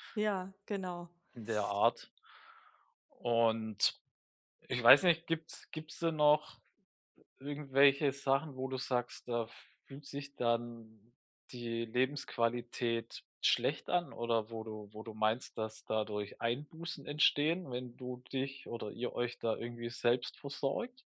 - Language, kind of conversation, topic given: German, advice, Wie kann ich meine Konsumgewohnheiten ändern, ohne Lebensqualität einzubüßen?
- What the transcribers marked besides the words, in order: none